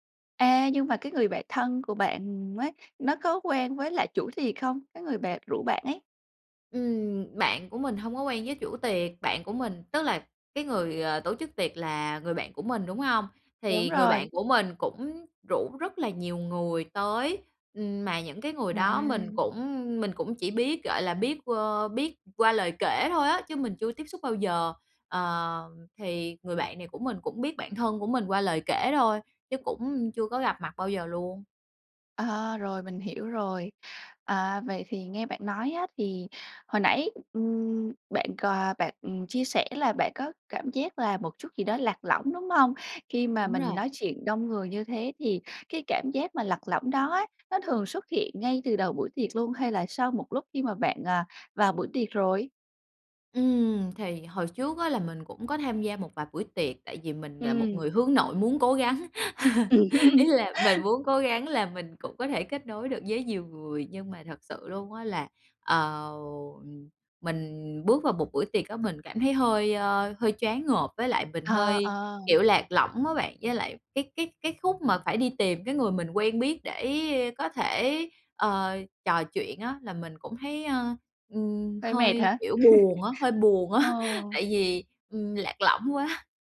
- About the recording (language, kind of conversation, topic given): Vietnamese, advice, Làm sao để tôi không cảm thấy lạc lõng trong buổi tiệc với bạn bè?
- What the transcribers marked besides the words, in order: other background noise; laugh; chuckle; chuckle; laughing while speaking: "quá!"